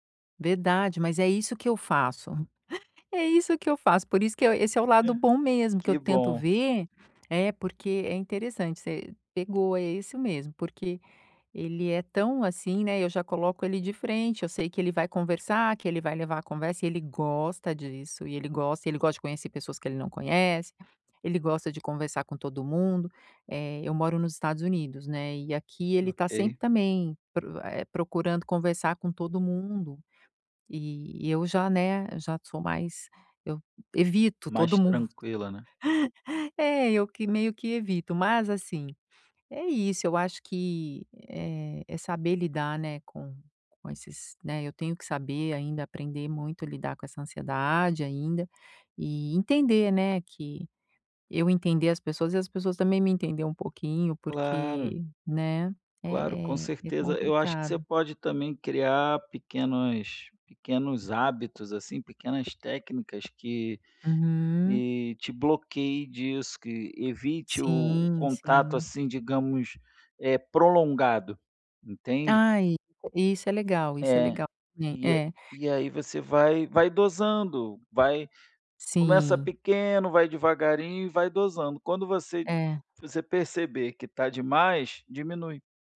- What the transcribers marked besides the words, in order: chuckle; other background noise; laugh; tapping
- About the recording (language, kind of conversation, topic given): Portuguese, advice, Como posso lidar com a ansiedade antes e durante eventos sociais?